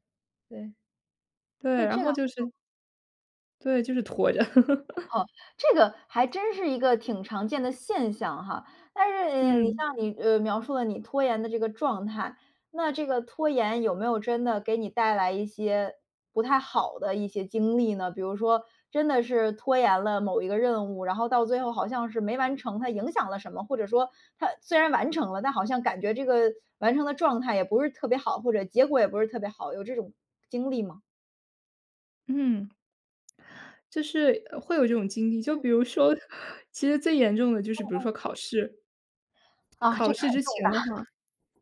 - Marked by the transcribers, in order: other background noise; laugh; chuckle
- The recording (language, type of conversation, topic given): Chinese, podcast, 你是如何克服拖延症的，可以分享一些具体方法吗？